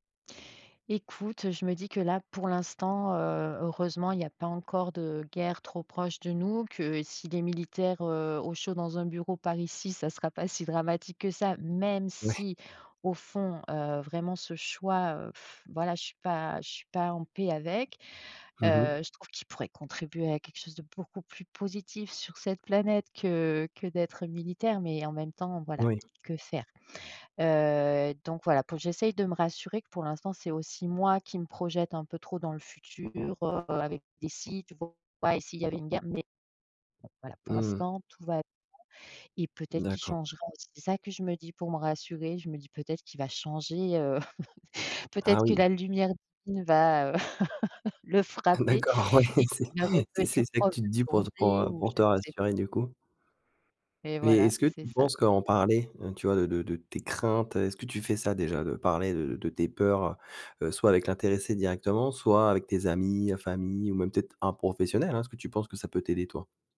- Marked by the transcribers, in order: stressed: "même si"; blowing; chuckle; laughing while speaking: "D'accord. Ouais, c'est"; laugh
- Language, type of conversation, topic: French, podcast, As-tu eu peur, et comment as-tu réussi à la surmonter ?